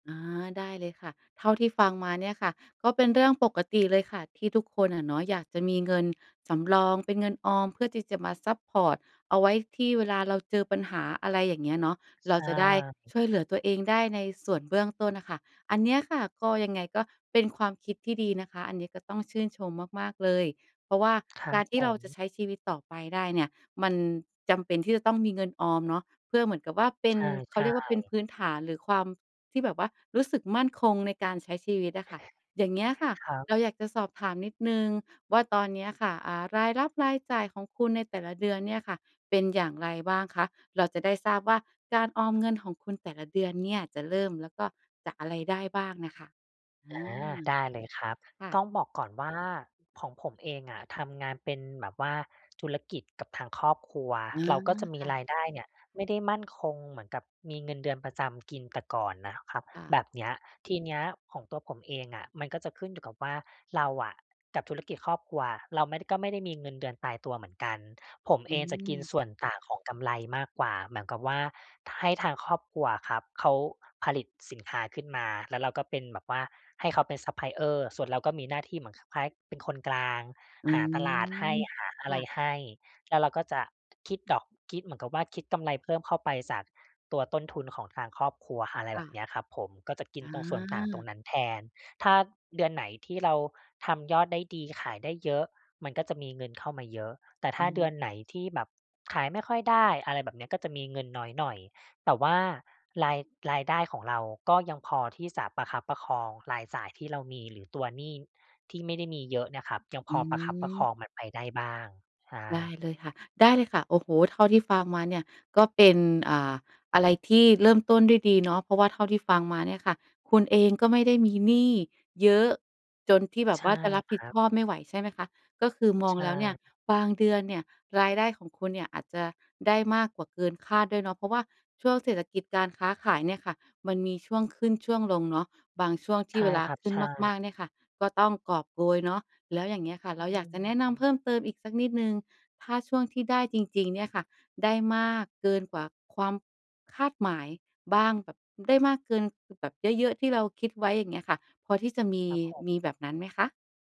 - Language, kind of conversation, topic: Thai, advice, จะเริ่มสร้างนิสัยออมเงินอย่างยั่งยืนควบคู่กับการลดหนี้ได้อย่างไร?
- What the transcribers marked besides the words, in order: none